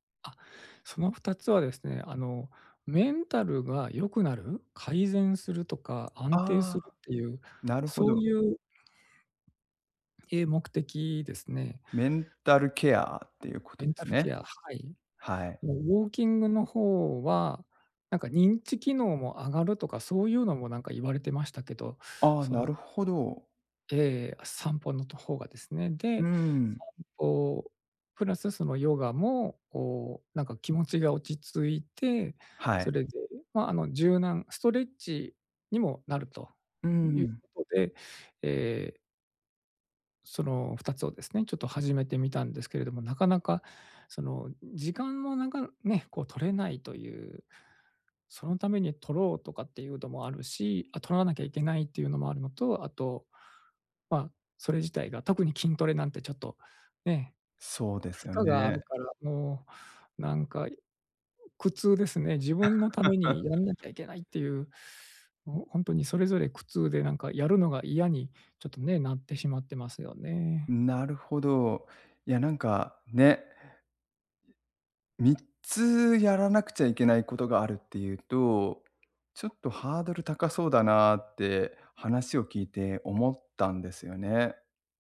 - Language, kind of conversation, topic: Japanese, advice, 運動を続けられず気持ちが沈む
- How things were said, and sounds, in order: other background noise; laugh